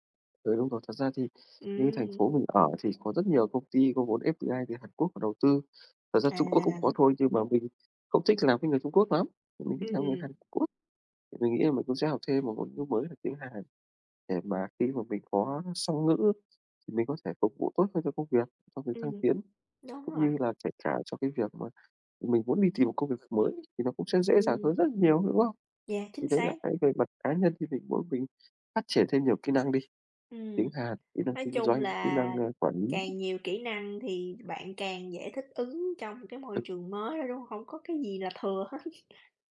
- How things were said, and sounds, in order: tapping; in English: "F-D-I"; other background noise; laughing while speaking: "thừa hết"
- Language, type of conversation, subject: Vietnamese, unstructured, Bạn mong muốn đạt được điều gì trong 5 năm tới?